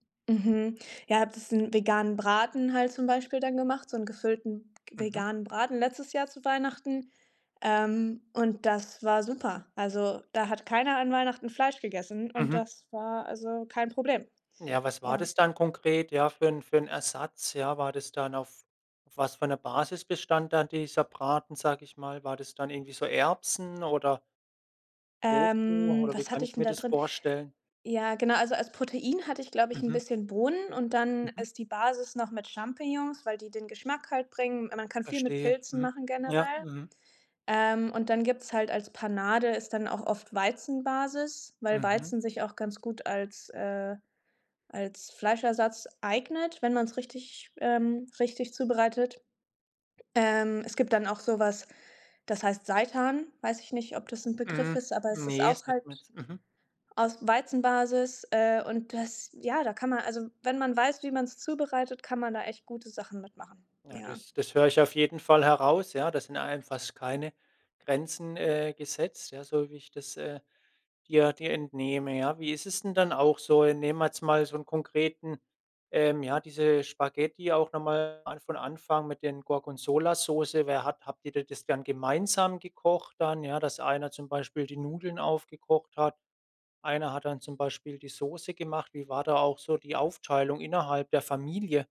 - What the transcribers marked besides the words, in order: other background noise
- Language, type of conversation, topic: German, podcast, Welche Sonntagsgerichte gab es bei euch früher?